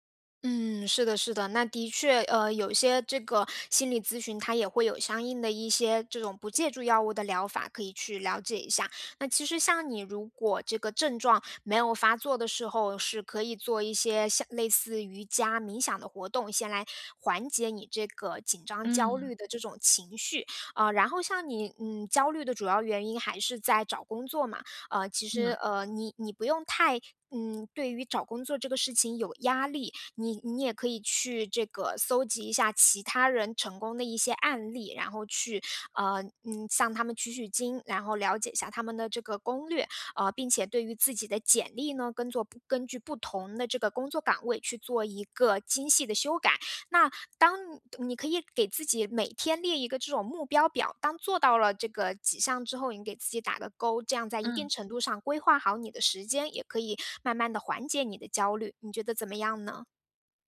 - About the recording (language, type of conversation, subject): Chinese, advice, 如何快速缓解焦虑和恐慌？
- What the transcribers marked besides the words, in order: other background noise